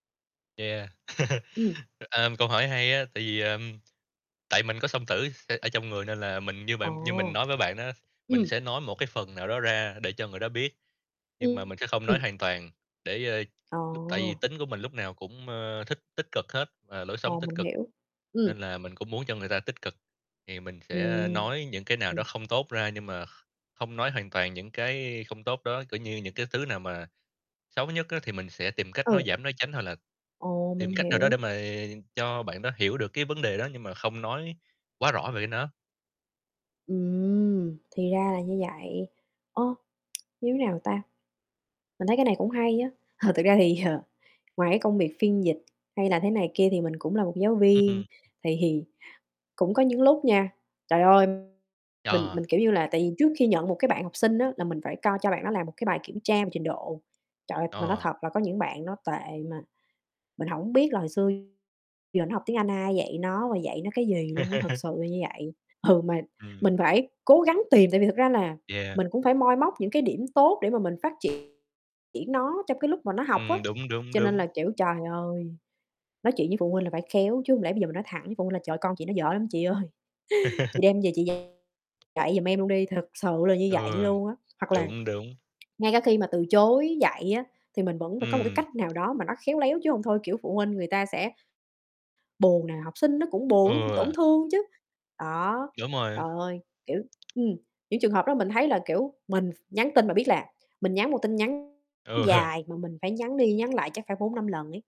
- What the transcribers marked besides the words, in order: distorted speech; chuckle; tapping; tongue click; chuckle; laughing while speaking: "ờ"; static; laughing while speaking: "Ừ"; laugh; other background noise; chuckle; laughing while speaking: "ơi"; laughing while speaking: "Ừ"
- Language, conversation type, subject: Vietnamese, unstructured, Bạn nghĩ gì về việc luôn nói thật trong mọi tình huống?